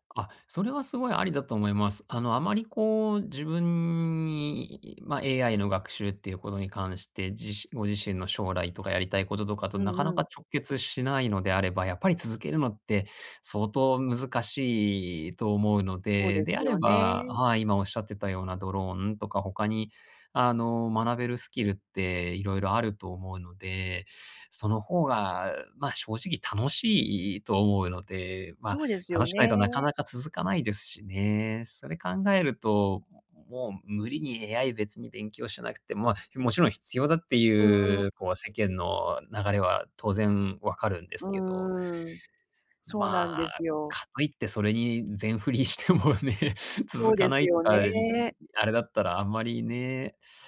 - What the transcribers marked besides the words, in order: laughing while speaking: "してもね"; unintelligible speech
- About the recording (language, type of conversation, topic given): Japanese, advice, どのスキルを優先して身につけるべきでしょうか？